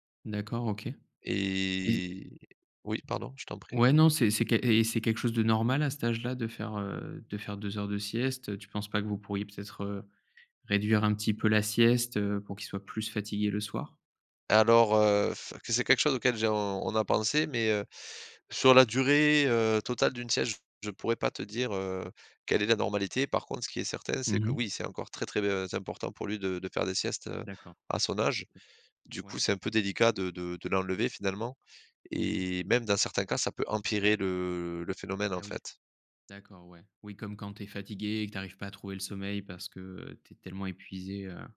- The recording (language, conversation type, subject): French, advice, Comment puis-je réduire la fatigue mentale et le manque d’énergie pour rester concentré longtemps ?
- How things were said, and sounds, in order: drawn out: "Et"; other background noise